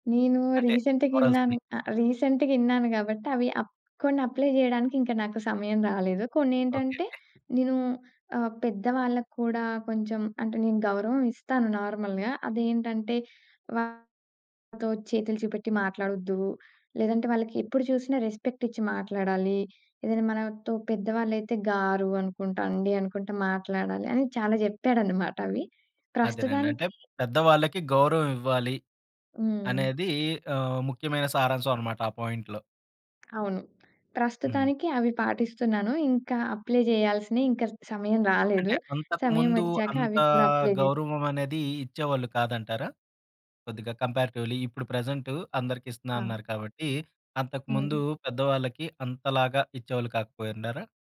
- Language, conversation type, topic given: Telugu, podcast, ప్రయాణాల ద్వారా మీరు నేర్చుకున్న అత్యంత ముఖ్యమైన జీవన పాఠం ఏమిటి?
- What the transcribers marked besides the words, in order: in English: "రీసెంట్‌గిన్నాను"; in English: "మోరల్స్‌ని"; in English: "రీసెంట్‌గిన్నాను"; in English: "అప్లై"; other background noise; in English: "నార్మల్‌గా"; in English: "రెస్పెక్ట్"; in English: "పాయింట్‌లో"; tapping; in English: "అప్లై"; in English: "అప్లై"; in English: "కంపేరేటివ్లి"